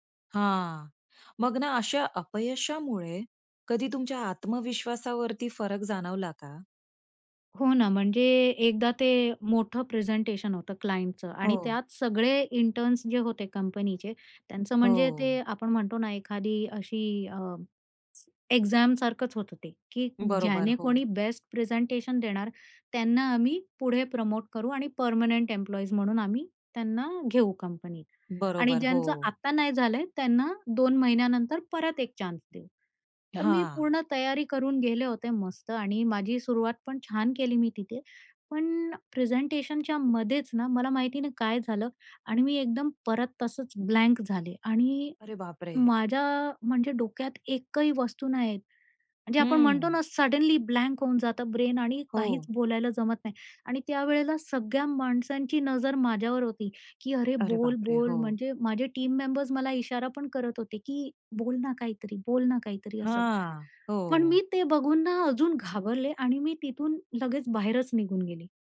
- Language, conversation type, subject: Marathi, podcast, कामातील अपयशांच्या अनुभवांनी तुमची स्वतःची ओळख कशी बदलली?
- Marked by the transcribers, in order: in English: "क्लायंटचं"; in English: "इंटर्न्स"; other background noise; in English: "एक्झामसारखंच"; in English: "बेस्ट प्रेझेंटेशन"; in English: "प्रमोट"; in English: "पर्मनंट एम्प्लॉईज"; in English: "चान्स"; in English: "ब्लँक"; afraid: "आणि, माझ्या म्हणजे डोक्यात एकही वस्तू नाहीये"; afraid: "अरे बापरे!"; in English: "सडनली ब्लँक"; in English: "ब्रेन"; afraid: "सगळ्या माणसांची नजर माझ्यावर होती की अरे! बोल, बोल"; in English: "टीम मेंबर्स"; afraid: "बोल ना काहीतरी. बोल ना काहीतरी"